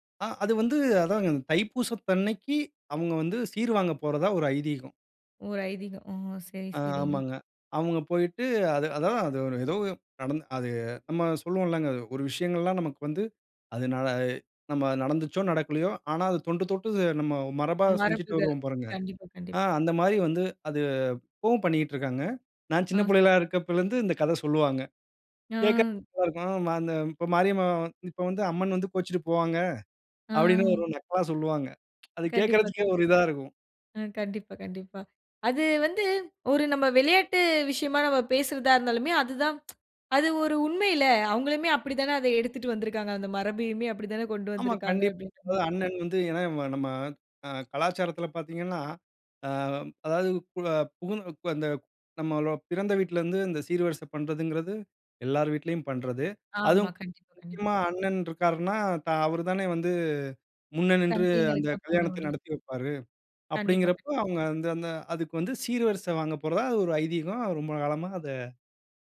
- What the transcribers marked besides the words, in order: other background noise; other noise; "கேட்கறதுக்கு" said as "கேட்க கு"; drawn out: "ஆ"; laughing while speaking: "ஆ. கண்டிப்பா, கண்டிப்பா"; tsk; unintelligible speech; "இருக்காருன்னா" said as "ரிக்காருன்னா"
- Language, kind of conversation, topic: Tamil, podcast, பண்டிகை நாட்களில் நீங்கள் பின்பற்றும் தனிச்சிறப்பு கொண்ட மரபுகள் என்னென்ன?